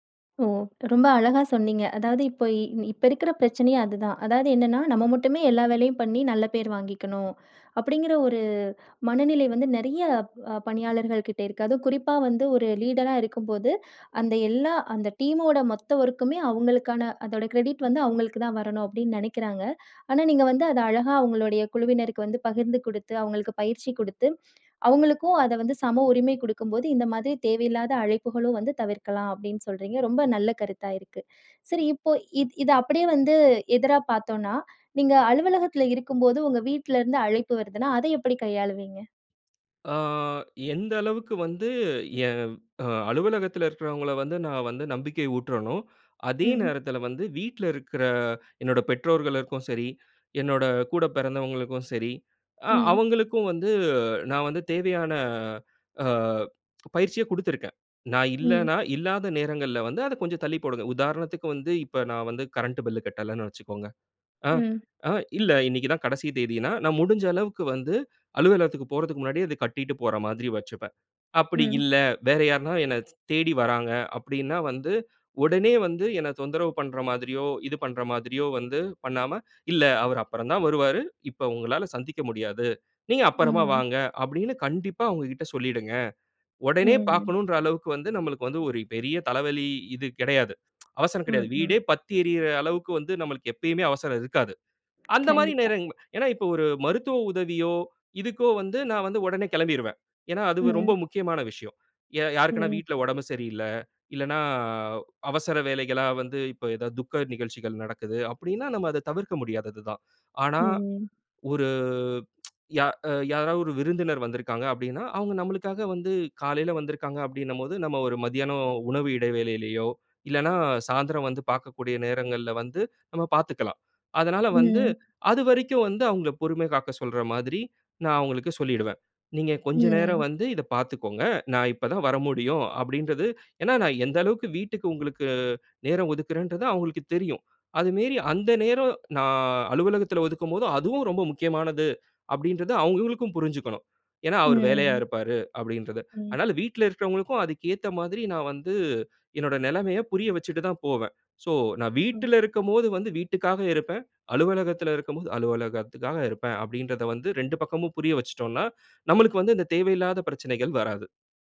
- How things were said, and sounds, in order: other background noise; other noise; in English: "கிரெடிட்"; drawn out: "அ"; drawn out: "இல்லன்னா"; drawn out: "ஒரு"
- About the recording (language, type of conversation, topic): Tamil, podcast, வேலை-வீட்டு சமநிலையை நீங்கள் எப்படிக் காப்பாற்றுகிறீர்கள்?